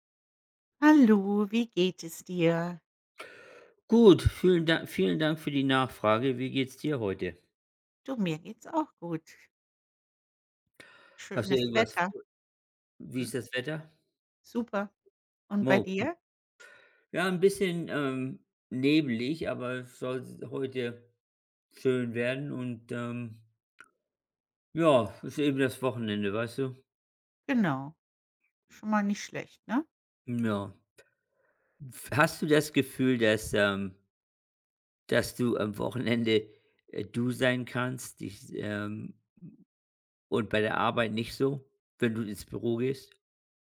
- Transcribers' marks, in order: unintelligible speech
- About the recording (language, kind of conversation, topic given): German, unstructured, Was gibt dir das Gefühl, wirklich du selbst zu sein?